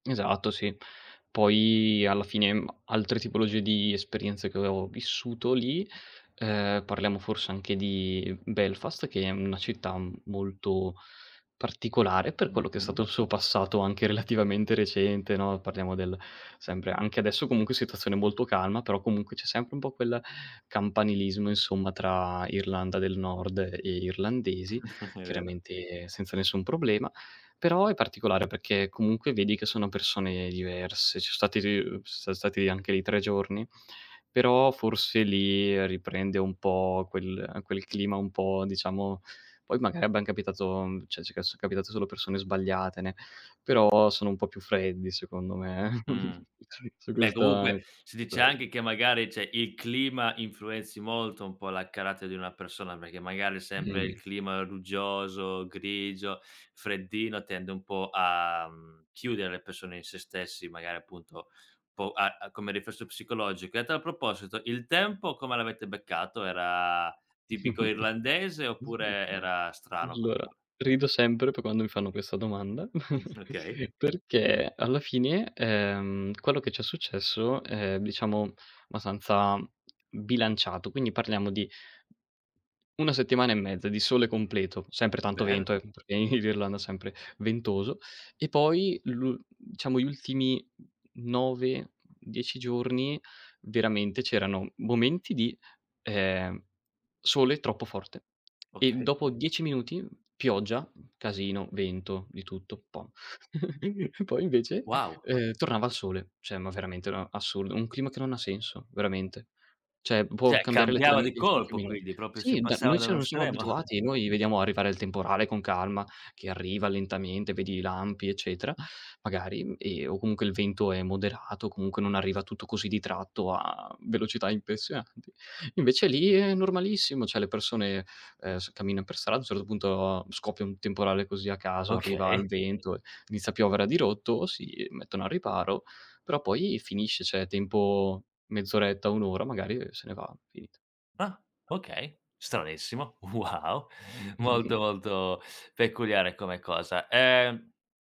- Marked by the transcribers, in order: laughing while speaking: "relativamente"; chuckle; scoff; tapping; other background noise; chuckle; background speech; chuckle; giggle; chuckle; laughing while speaking: "Poi invece"; chuckle
- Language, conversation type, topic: Italian, podcast, Quando un viaggio ti ha fatto rivedere le priorità?
- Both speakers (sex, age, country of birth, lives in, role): male, 20-24, Italy, Italy, guest; male, 25-29, Italy, Italy, host